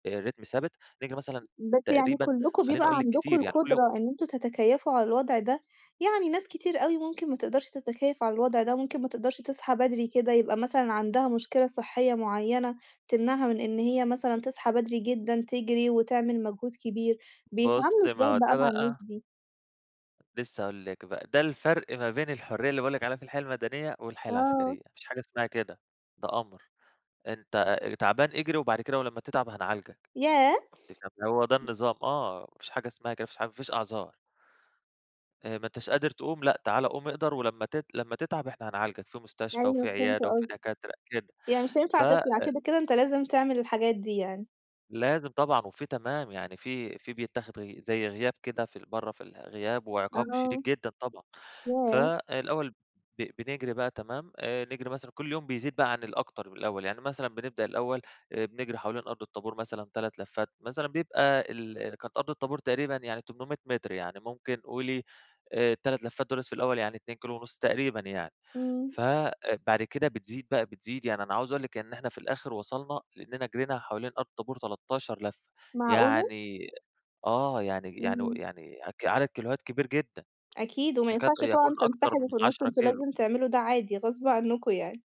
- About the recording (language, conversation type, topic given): Arabic, podcast, احكيلي عن تجربة غيّرتك: إيه أهم درس اتعلمته منها؟
- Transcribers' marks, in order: in English: "رِتْم"; tapping; surprised: "ياه!"